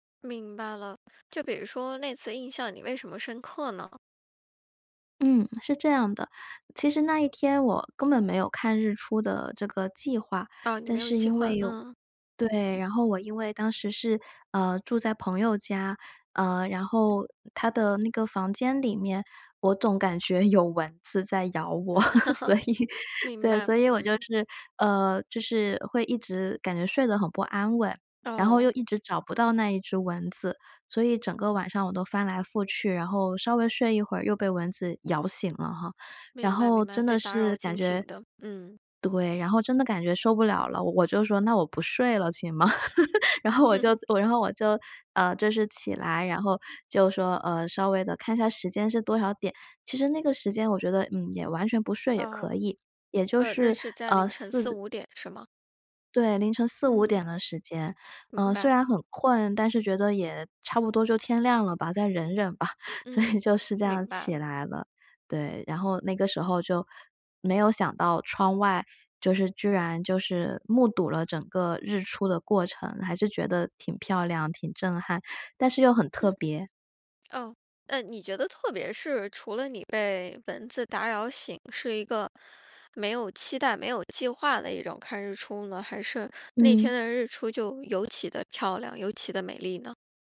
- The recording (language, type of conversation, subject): Chinese, podcast, 哪一次你独自去看日出或日落的经历让你至今记忆深刻？
- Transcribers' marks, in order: laugh; laughing while speaking: "所以"; laugh; laugh; laughing while speaking: "然后"; laugh; laughing while speaking: "吧，所以就是"